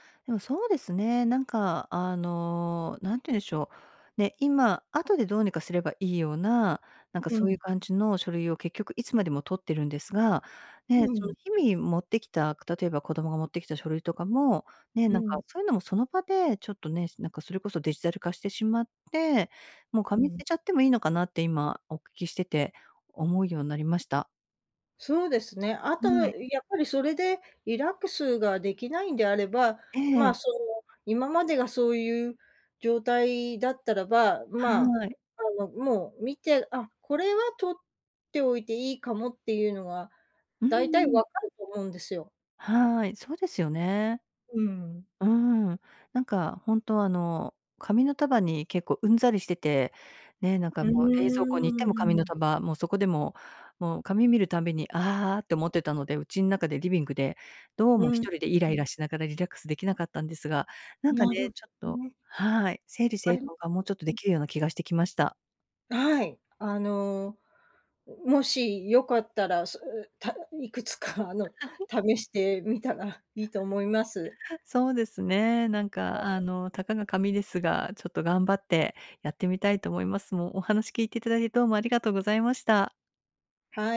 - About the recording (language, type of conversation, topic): Japanese, advice, 家でなかなかリラックスできないとき、どうすれば落ち着けますか？
- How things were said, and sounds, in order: chuckle; chuckle; unintelligible speech